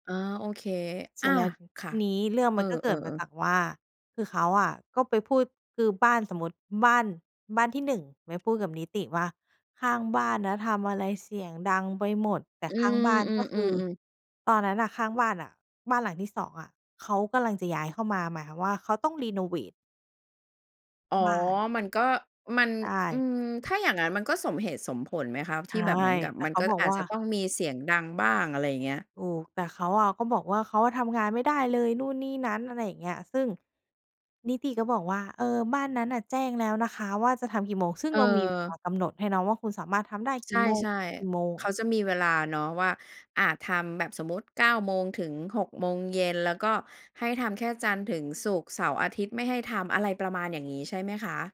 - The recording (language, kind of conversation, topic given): Thai, podcast, เมื่อเกิดความขัดแย้งในชุมชน เราควรเริ่มต้นพูดคุยกันอย่างไรก่อนดี?
- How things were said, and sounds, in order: none